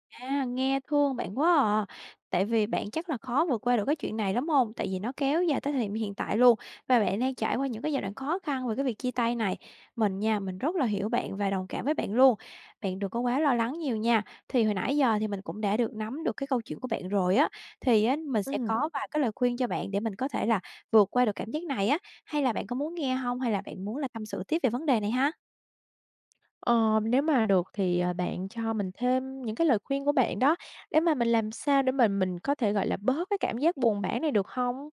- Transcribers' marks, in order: none
- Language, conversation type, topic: Vietnamese, advice, Sau khi chia tay một mối quan hệ lâu năm, vì sao tôi cảm thấy trống rỗng và vô cảm?